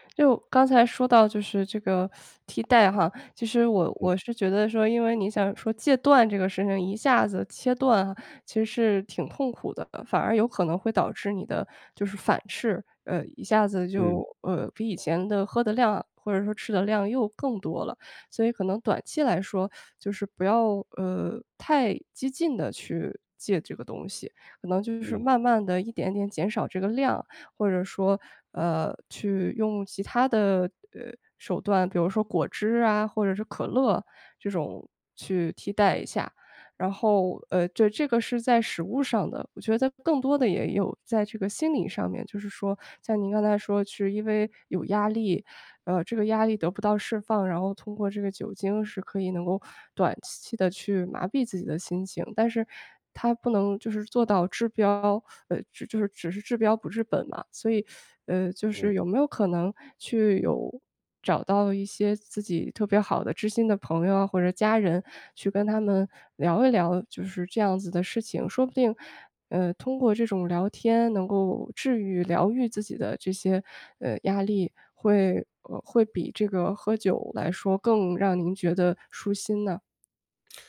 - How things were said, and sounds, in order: teeth sucking; teeth sucking; tapping; teeth sucking; other background noise
- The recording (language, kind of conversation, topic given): Chinese, advice, 我发现自己会情绪化进食，应该如何应对？